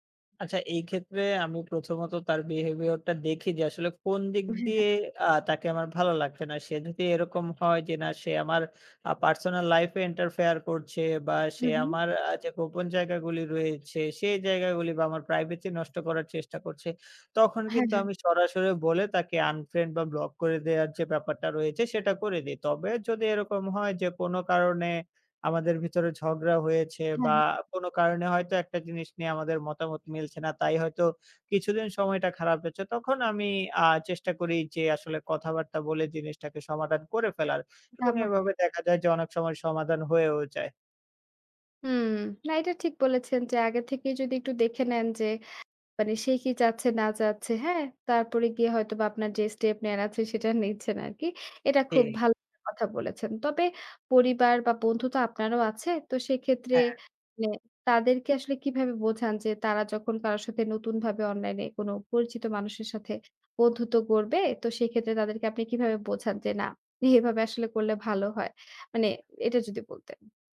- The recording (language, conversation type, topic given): Bengali, podcast, অনলাইনে পরিচয়ের মানুষকে আপনি কীভাবে বাস্তবে সরাসরি দেখা করার পর্যায়ে আনেন?
- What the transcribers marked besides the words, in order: tapping; other background noise; laughing while speaking: "নিচ্ছেন আরকি"